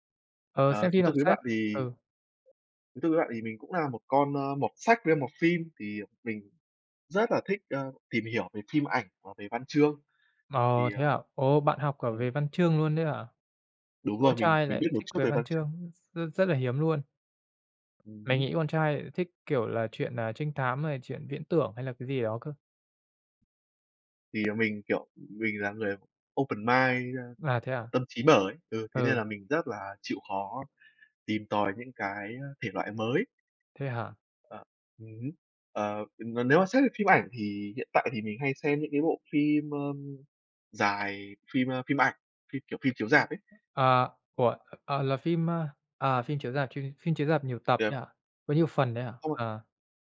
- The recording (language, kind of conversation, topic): Vietnamese, unstructured, Bạn thường dành thời gian rảnh để làm gì?
- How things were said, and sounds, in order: tapping; other background noise; in English: "open-mind"; unintelligible speech